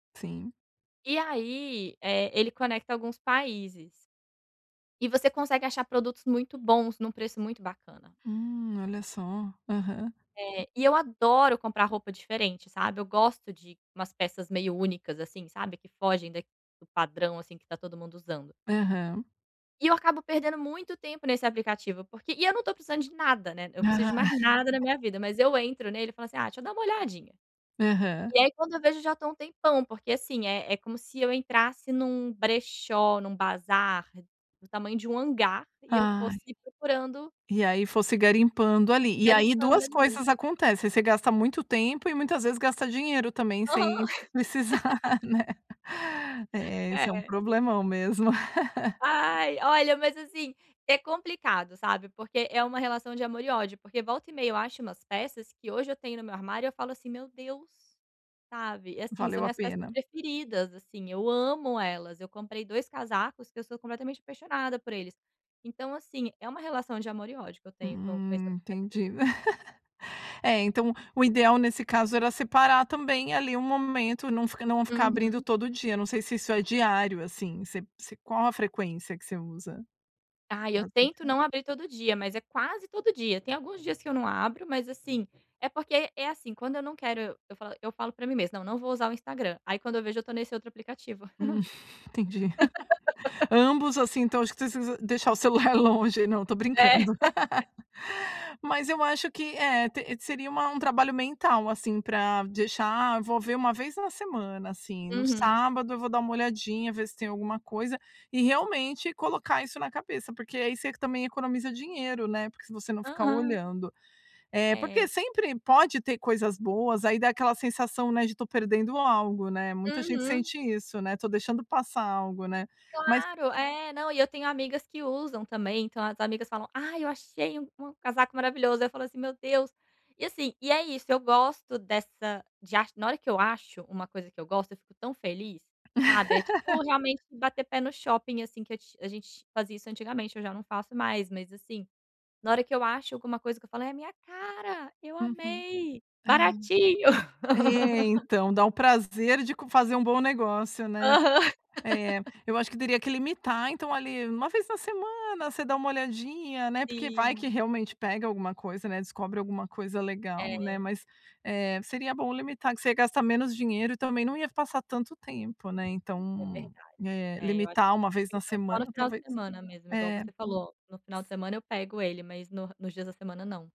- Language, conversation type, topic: Portuguese, advice, Como posso limitar o tempo que passo consumindo mídia todos os dias?
- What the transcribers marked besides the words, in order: laugh; laughing while speaking: "precisar, né?"; laugh; chuckle; unintelligible speech; snort; giggle; unintelligible speech; laugh; giggle; laugh; laugh; laugh; laugh; unintelligible speech